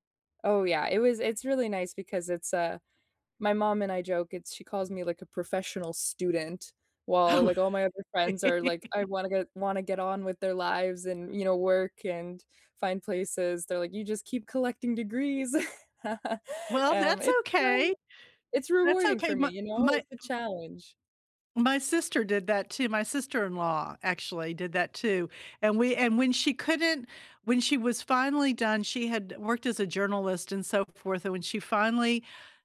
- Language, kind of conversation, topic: English, unstructured, What was your favorite subject in school, and why?
- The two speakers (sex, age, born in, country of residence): female, 25-29, United States, United States; female, 65-69, United States, United States
- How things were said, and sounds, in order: laughing while speaking: "Oh"; chuckle; chuckle